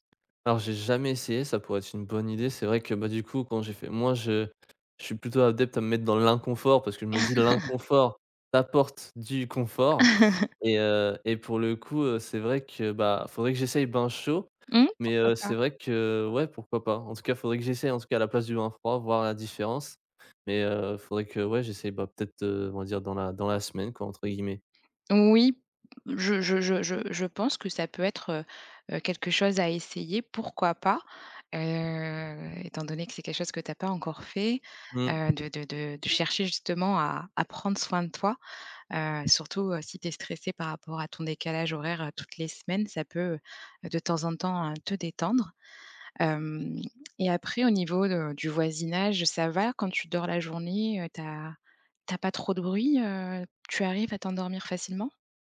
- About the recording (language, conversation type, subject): French, advice, Comment gérer des horaires de sommeil irréguliers à cause du travail ou d’obligations ?
- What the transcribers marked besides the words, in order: other background noise; stressed: "l'inconfort"; chuckle; chuckle; drawn out: "Heu"